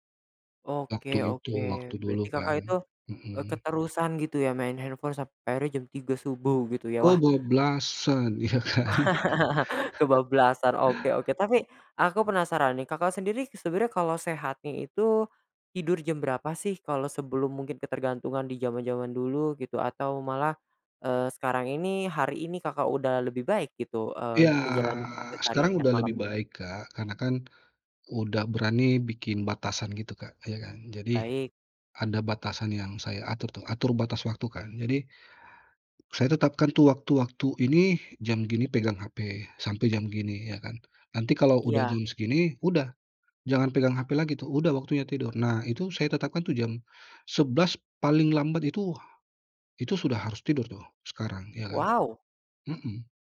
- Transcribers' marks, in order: chuckle; laughing while speaking: "ya kan"; chuckle; tapping; drawn out: "Iya"
- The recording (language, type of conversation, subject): Indonesian, podcast, Gimana kamu mengatur penggunaan layar dan gawai sebelum tidur?